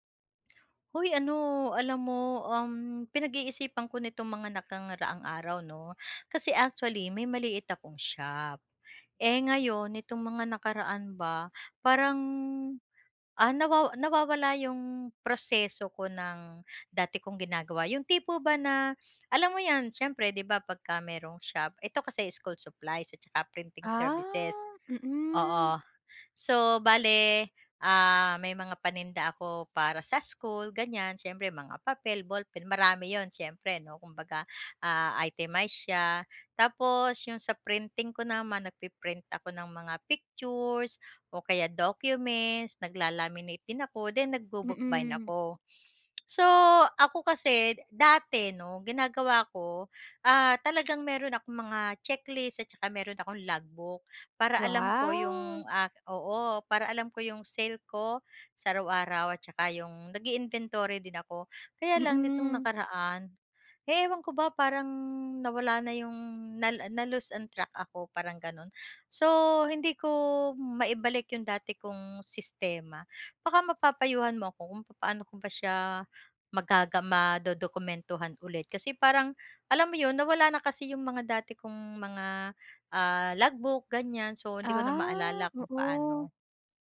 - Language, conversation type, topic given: Filipino, advice, Paano ako makakapagmuni-muni at makakagamit ng naidokumento kong proseso?
- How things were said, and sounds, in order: other background noise; tapping